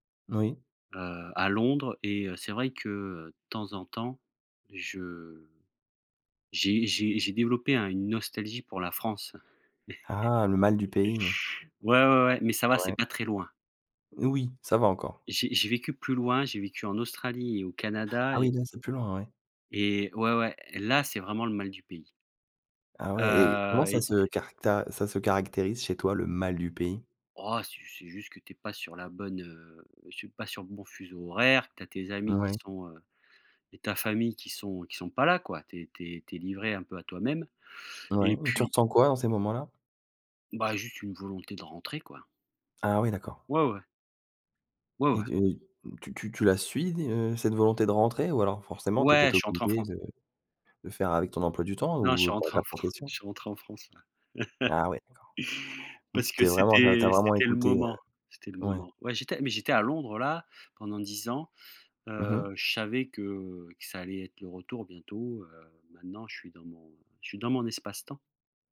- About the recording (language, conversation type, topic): French, podcast, Quelle est une chanson qui te rend nostalgique ?
- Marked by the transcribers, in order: chuckle; other background noise; tapping; stressed: "mal"; laughing while speaking: "Fran"; chuckle